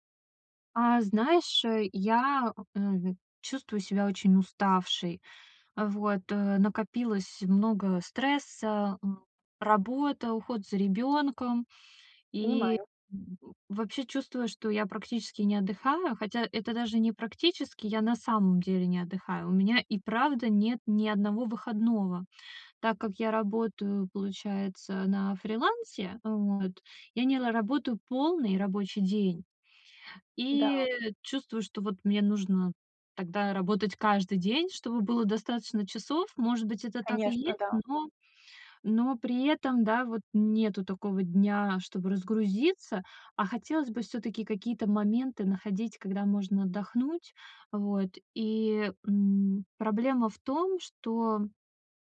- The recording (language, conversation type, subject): Russian, advice, Какие простые приятные занятия помогают отдохнуть без цели?
- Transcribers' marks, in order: none